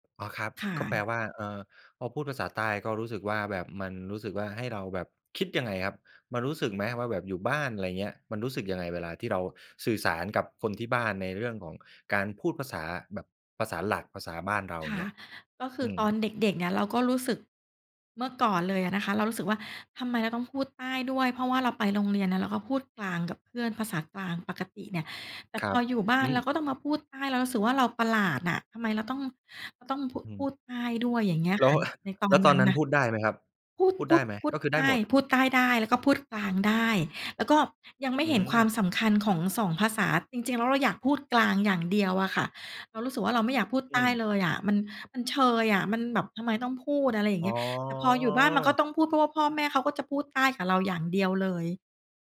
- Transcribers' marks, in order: chuckle; drawn out: "อ๋อ"
- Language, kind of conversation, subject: Thai, podcast, ภาษาในบ้านส่งผลต่อความเป็นตัวตนของคุณอย่างไรบ้าง?